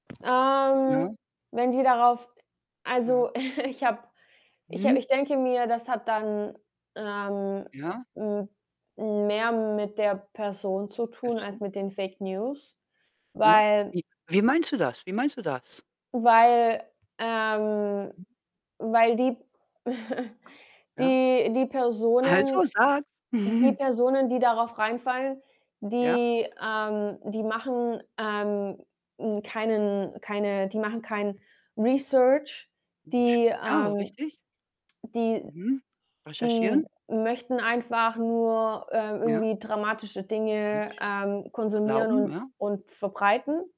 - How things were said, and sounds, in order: static; distorted speech; chuckle; laughing while speaking: "ich"; other background noise; chuckle; laughing while speaking: "Also"; put-on voice: "sag's"; chuckle; in English: "Research"; unintelligible speech
- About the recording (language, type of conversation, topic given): German, unstructured, Wie gehst du mit Fake News in den Medien um?